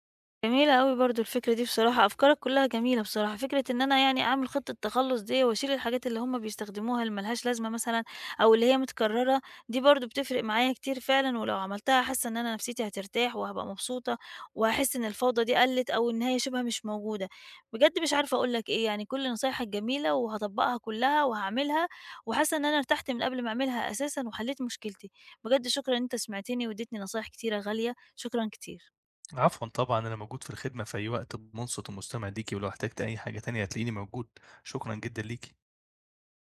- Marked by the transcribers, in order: tapping
- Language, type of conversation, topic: Arabic, advice, إزاي أبدأ أقلّل الفوضى المتراكمة في البيت من غير ما أندم على الحاجة اللي هرميها؟